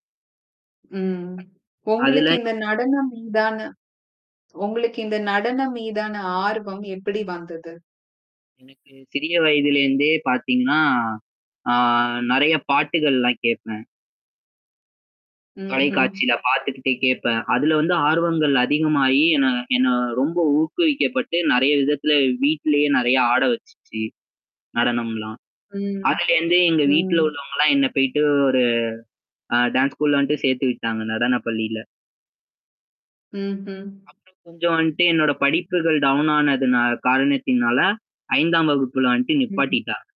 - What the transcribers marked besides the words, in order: other noise; static; in English: "ஸ்கூல"; distorted speech; in English: "டவுன்"; "வந்துட்டு" said as "வண்ட்டு"
- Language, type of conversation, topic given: Tamil, podcast, ஒரு செயலில் முன்னேற்றம் அடைய ஒரு வழிகாட்டி எப்படிப் உதவலாம்?